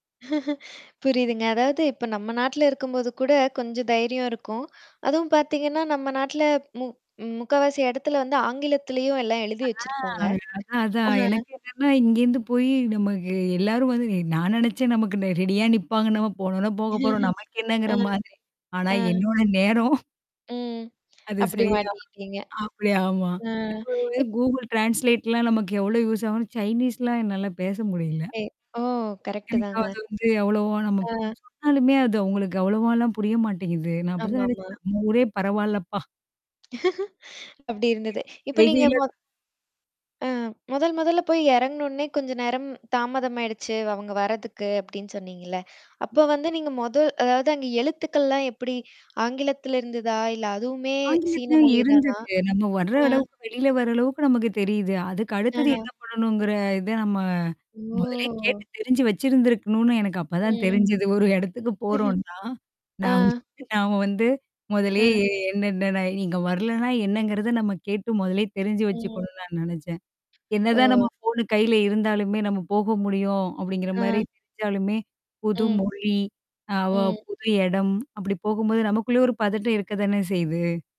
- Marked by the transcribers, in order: laugh; tapping; other background noise; static; drawn out: "ஆ"; distorted speech; chuckle; laughing while speaking: "அ. ம்"; laughing while speaking: "என்னோட நேரம்"; unintelligible speech; in English: "ட்ரான்ஸ்லேட்லாம்"; in another language: "யூஸ்"; in English: "சைனீஸ்லாம்"; laugh; unintelligible speech; drawn out: "ஓ"; chuckle; laughing while speaking: "நாம் நாம வந்து"
- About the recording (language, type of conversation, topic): Tamil, podcast, பயணத்தில் மொழி புரியாமல் சிக்கிய அனுபவத்தைப் பகிர முடியுமா?